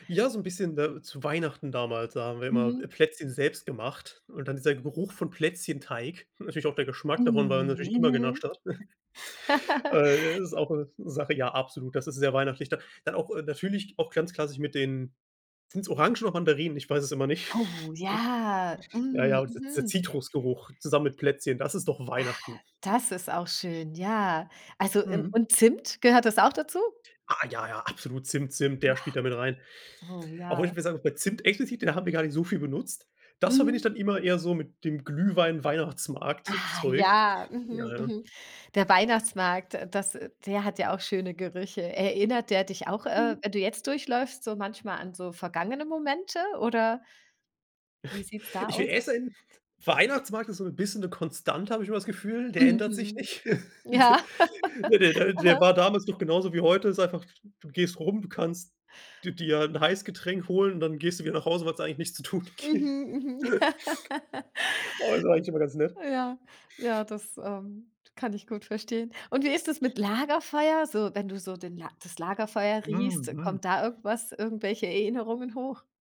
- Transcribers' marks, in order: drawn out: "Mm"; chuckle; anticipating: "Oh, ja"; chuckle; other noise; snort; laughing while speaking: "Ja"; chuckle; laugh; laugh; laughing while speaking: "tun gibt"; chuckle; chuckle
- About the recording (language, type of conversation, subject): German, podcast, Welche Gerüche wecken bei dir sofort Erinnerungen?